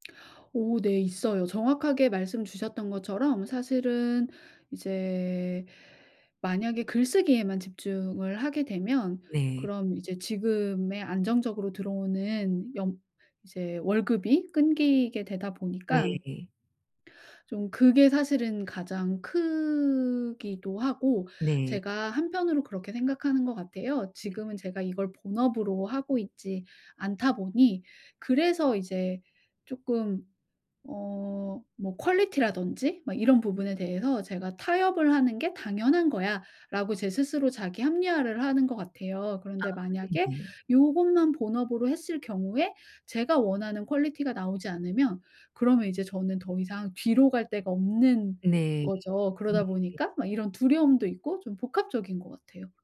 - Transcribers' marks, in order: in English: "퀄리티라든지"; in English: "퀄리티가"; tapping
- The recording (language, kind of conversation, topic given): Korean, advice, 경력 목표를 어떻게 설정하고 장기 계획을 어떻게 세워야 할까요?